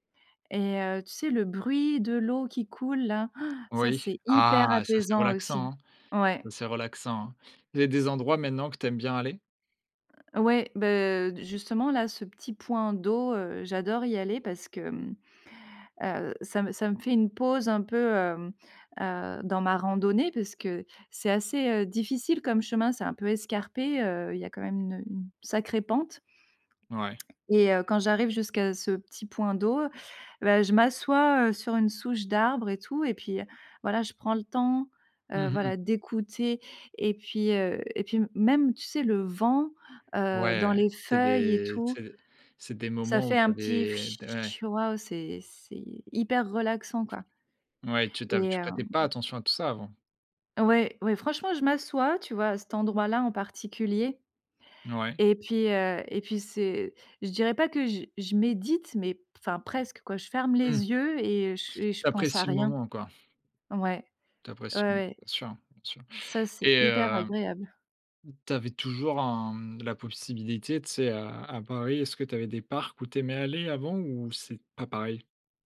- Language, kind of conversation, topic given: French, podcast, Comment la nature aide-t-elle à calmer l'anxiété ?
- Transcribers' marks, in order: inhale; stressed: "hyper"; put-on voice: "fchi"; other background noise; other noise